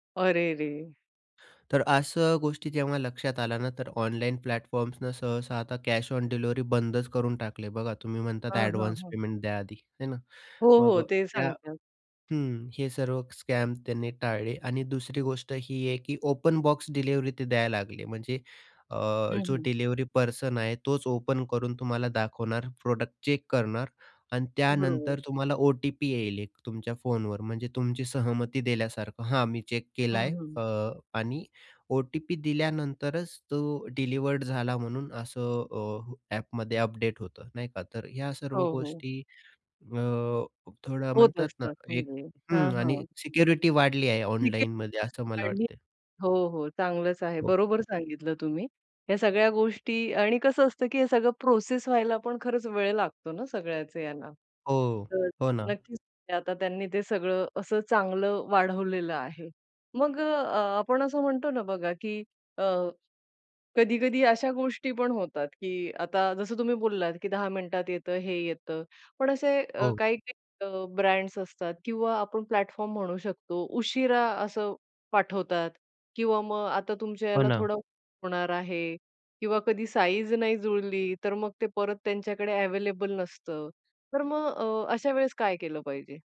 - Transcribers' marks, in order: in English: "प्लॅटफॉर्म्सनं"; in English: "ॲडव्हान्स"; in English: "स्कॅम"; in English: "ओपन"; in English: "ओपन"; in English: "चेक"; in English: "चेक"; unintelligible speech; other background noise; in English: "प्लॅटफॉर्म"; unintelligible speech
- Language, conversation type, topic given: Marathi, podcast, ऑनलाइन खरेदी करताना तुम्हाला कोणत्या सोयी वाटतात आणि कोणते त्रास होतात?